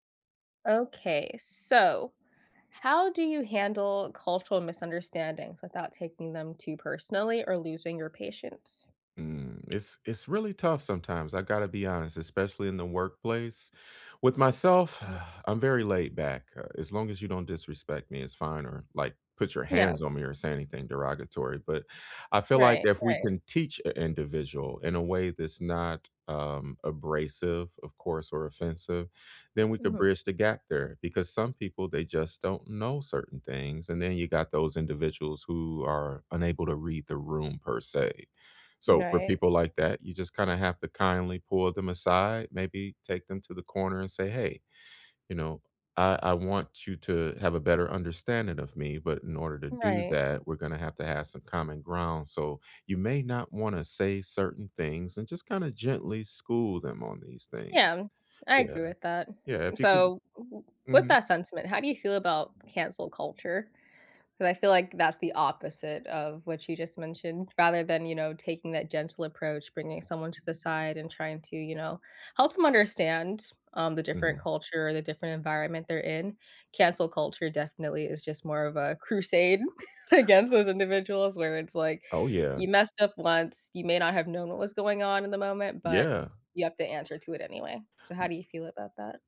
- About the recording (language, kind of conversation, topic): English, unstructured, How can I handle cultural misunderstandings without taking them personally?
- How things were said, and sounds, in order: sigh; chuckle; laughing while speaking: "against those individuals"